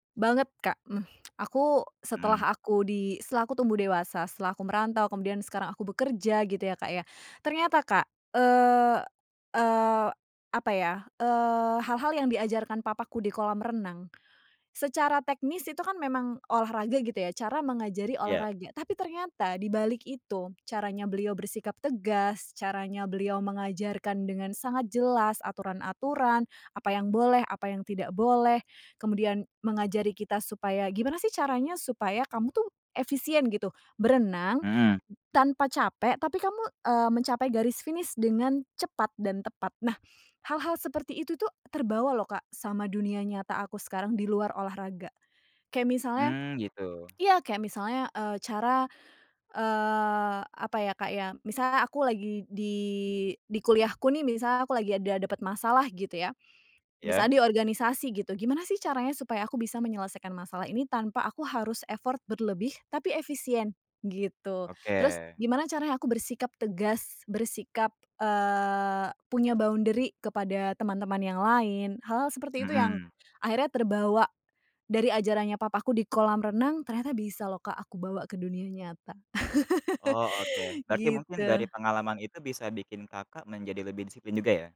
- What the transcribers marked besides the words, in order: exhale; tsk; tapping; other background noise; in English: "effort"; in English: "boundary"; chuckle
- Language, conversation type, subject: Indonesian, podcast, Bisakah kamu menceritakan salah satu pengalaman masa kecil yang tidak pernah kamu lupakan?